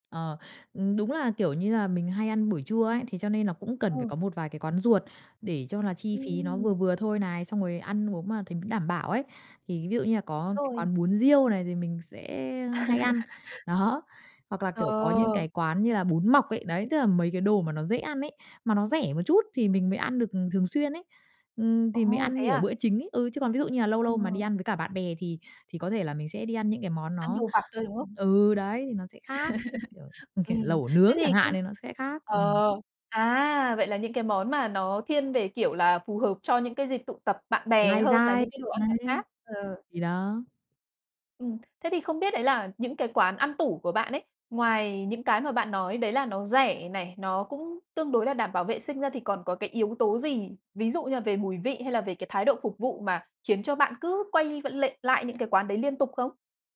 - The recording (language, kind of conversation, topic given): Vietnamese, podcast, Bạn nghĩ sao về thức ăn đường phố ở chỗ bạn?
- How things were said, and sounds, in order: tapping; other background noise; chuckle; chuckle